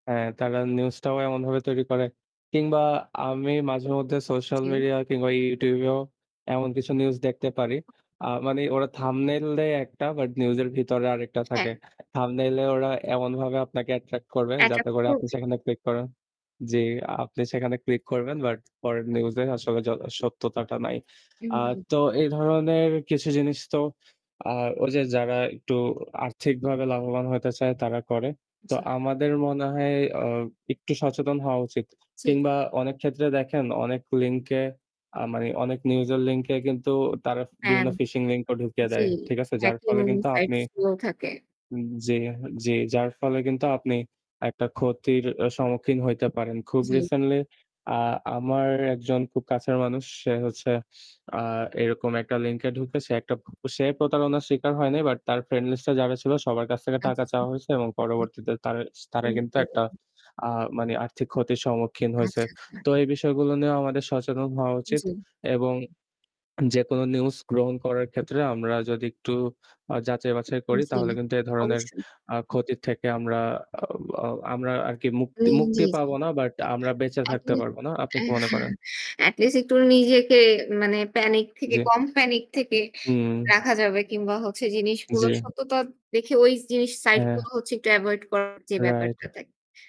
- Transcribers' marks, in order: static; other background noise; in English: "adapt"; tapping; chuckle; distorted speech
- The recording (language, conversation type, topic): Bengali, unstructured, খবর পাওয়ার উৎস হিসেবে সামাজিক মাধ্যম কতটা বিশ্বাসযোগ্য?